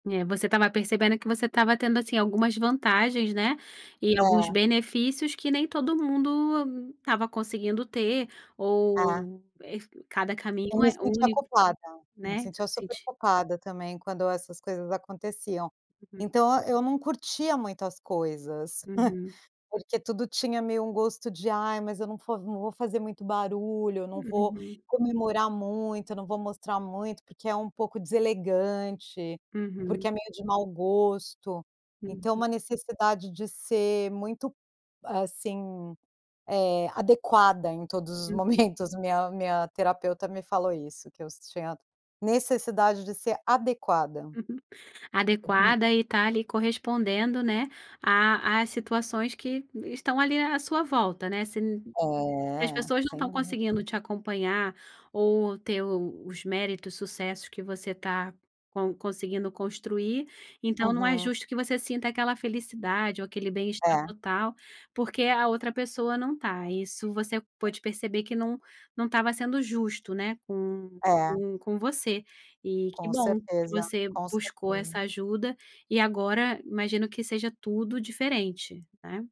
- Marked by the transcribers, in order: chuckle; stressed: "adequada"; chuckle; stressed: "adequada"; other background noise; tapping
- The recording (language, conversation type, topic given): Portuguese, podcast, Como você se perdoa por uma escolha ruim?